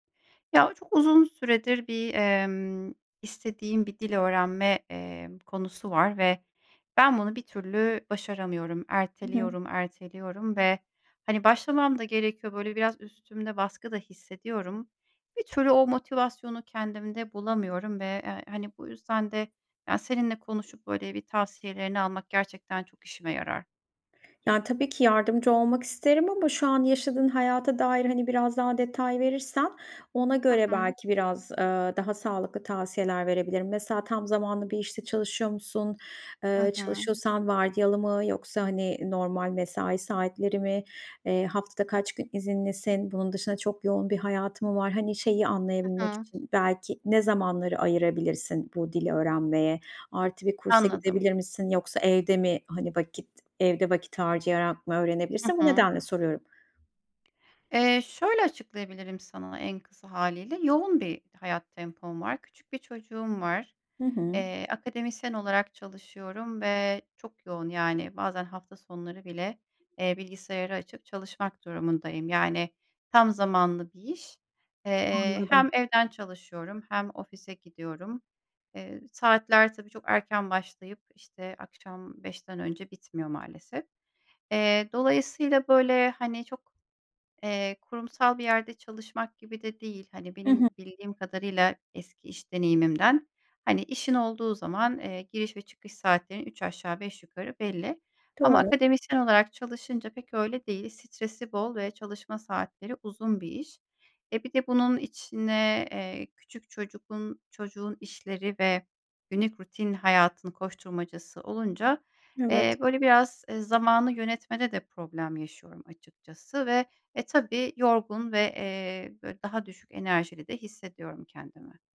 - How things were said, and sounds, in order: other background noise; tapping; "çocuğun" said as "çocukun"
- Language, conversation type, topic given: Turkish, advice, Yeni bir hedefe başlamak için motivasyonumu nasıl bulabilirim?